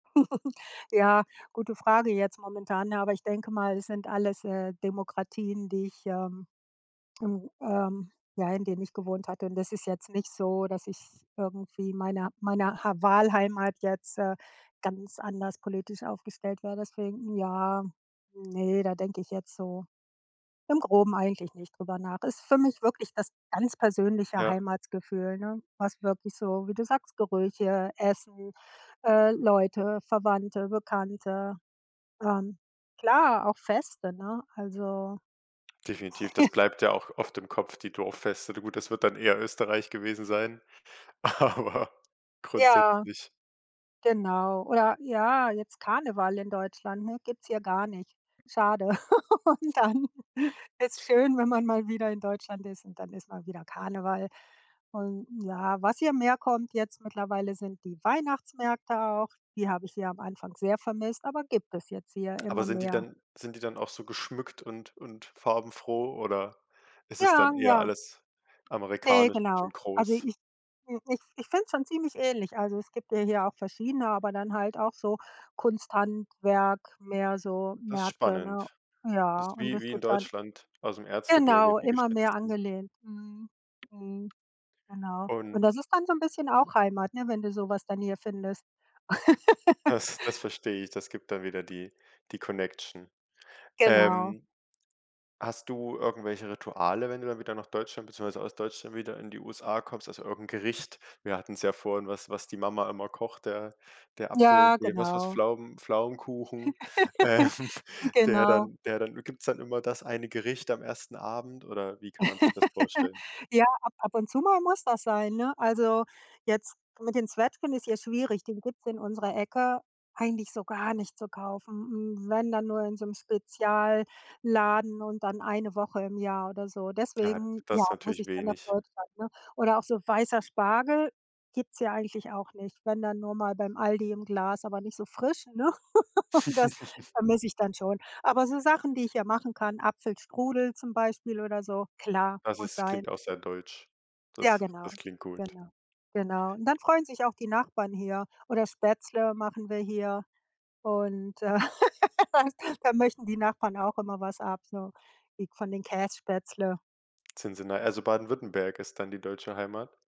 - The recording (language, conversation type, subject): German, podcast, Was bedeutet Heimat für dich persönlich?
- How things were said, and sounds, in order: chuckle; other background noise; snort; laughing while speaking: "aber"; tapping; giggle; stressed: "Weihnachtsmärkte"; laugh; in English: "Connection"; laugh; laughing while speaking: "ähm"; laugh; chuckle; laugh; laughing while speaking: "das"; "Käsespätzle" said as "Käspätzle"; unintelligible speech; snort